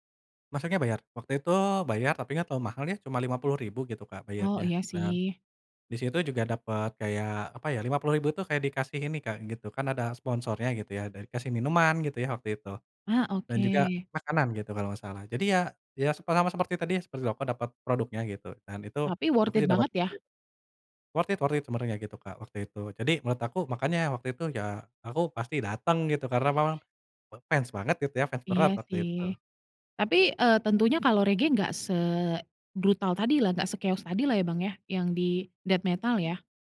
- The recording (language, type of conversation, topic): Indonesian, podcast, Ceritakan konser paling berkesan yang pernah kamu tonton?
- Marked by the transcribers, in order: in English: "worth it"; in English: "worth it worth it"; in English: "se-chaos"